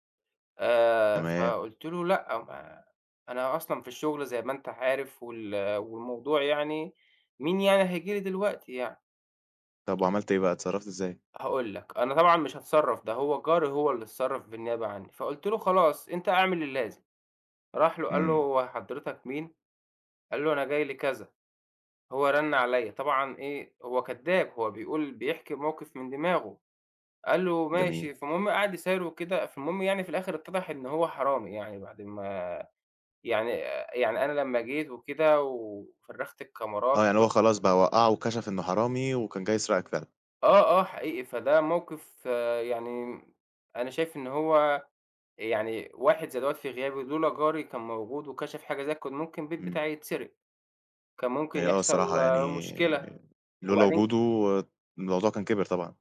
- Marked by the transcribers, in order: tapping; other background noise
- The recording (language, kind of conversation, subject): Arabic, podcast, إزاي نبني جوّ أمان بين الجيران؟